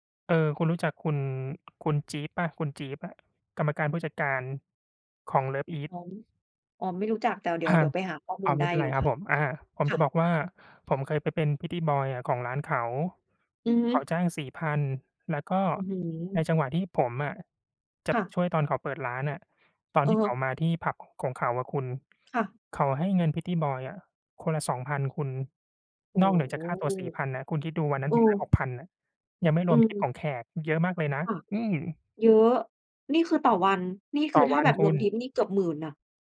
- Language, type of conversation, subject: Thai, unstructured, คุณชอบงานแบบไหนมากที่สุดในชีวิตประจำวัน?
- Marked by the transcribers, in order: none